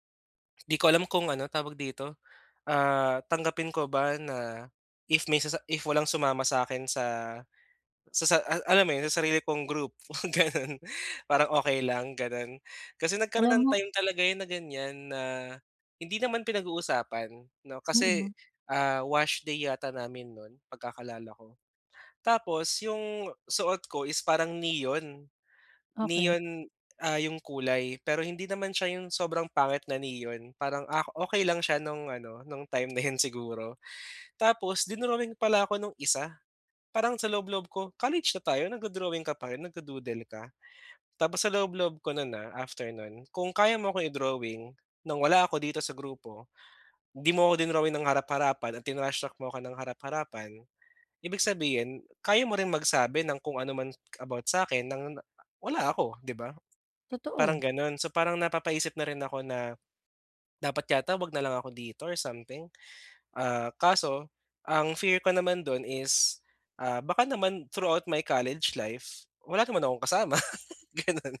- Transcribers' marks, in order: laughing while speaking: "ganun"; laugh; laughing while speaking: "ganun"
- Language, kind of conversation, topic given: Filipino, advice, Paano ako mananatiling totoo sa sarili habang nakikisama sa mga kaibigan?